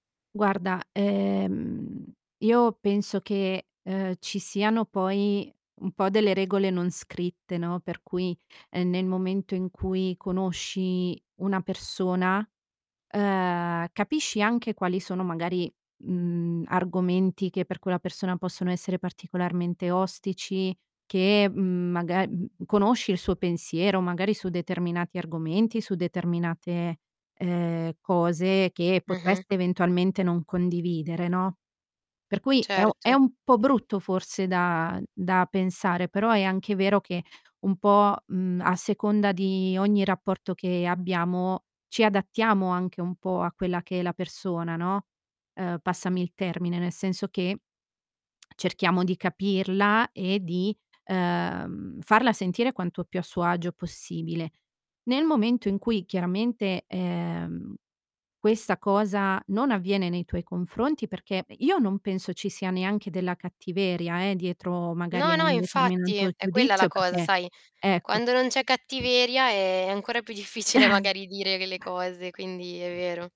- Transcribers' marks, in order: other background noise; distorted speech; tapping; laughing while speaking: "difficile"; chuckle
- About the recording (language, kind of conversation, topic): Italian, advice, Come posso affrontare la paura di rivelare aspetti importanti della mia identità personale?